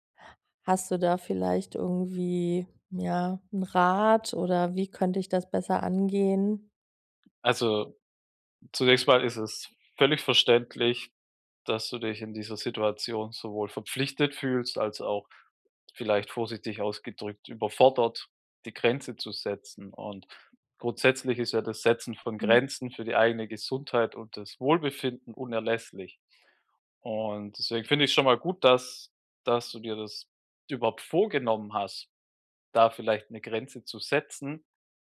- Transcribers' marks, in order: none
- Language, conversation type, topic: German, advice, Wie kann ich bei der Pflege meiner alten Mutter Grenzen setzen, ohne mich schuldig zu fühlen?